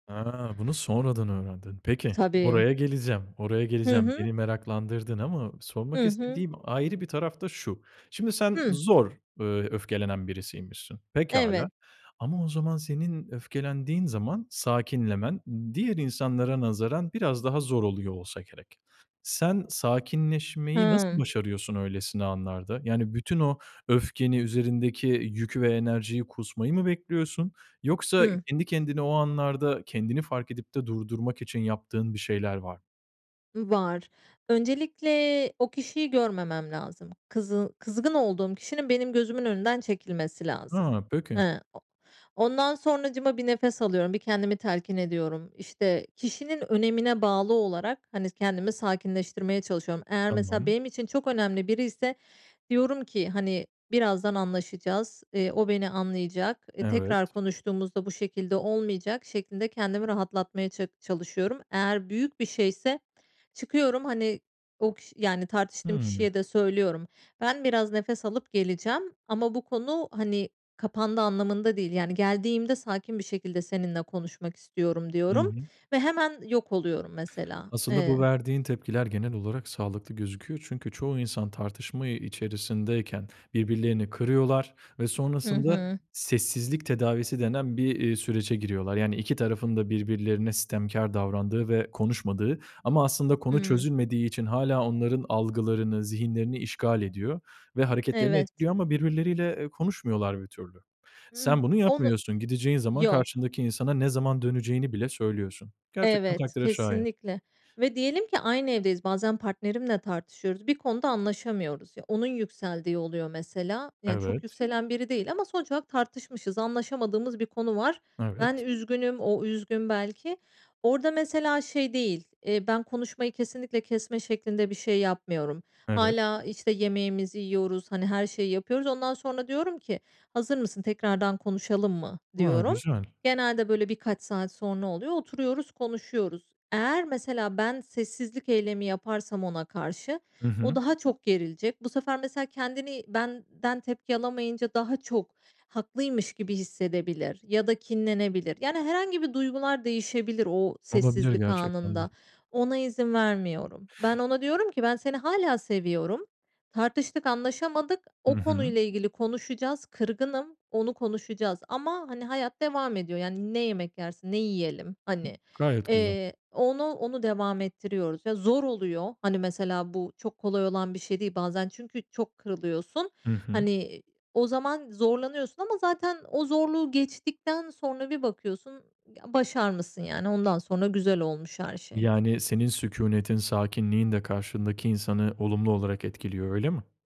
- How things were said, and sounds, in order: other background noise
- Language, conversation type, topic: Turkish, podcast, Çatışma sırasında sakin kalmak için hangi taktikleri kullanıyorsun?